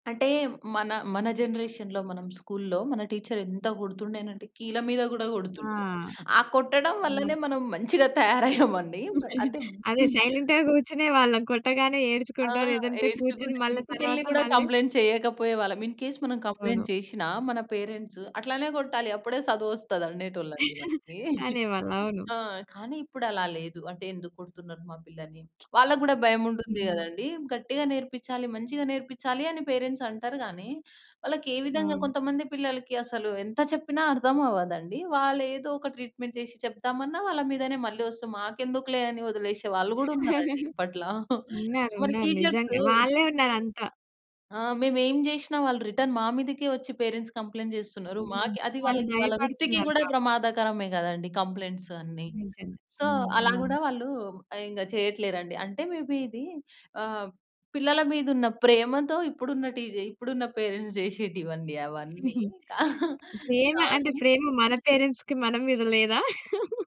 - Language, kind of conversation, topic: Telugu, podcast, మీరు ఒక గురువును వెతకాల్సి వస్తే, ఎక్కడ వెతకాలని అనుకుంటారు?
- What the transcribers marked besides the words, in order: in English: "జనరేషన్‌లో"; laughing while speaking: "తయారయ్యామండి"; chuckle; in English: "సైలెంట్‌గా"; other background noise; in English: "కంప్లెయింట్"; in English: "ఇన్‌కేస్"; in English: "కంప్లెయింట్"; chuckle; giggle; lip smack; in English: "ట్రీట్‌మెంట్"; chuckle; giggle; in English: "రిటర్న్"; in English: "పేరెంట్స్ కంప్లెయింట్"; in English: "కంప్లెయింట్స్"; in English: "సో"; in English: "మేబీ"; giggle; in English: "పేరెంట్స్"; giggle; in English: "పేరెంట్స్‌కి"; laugh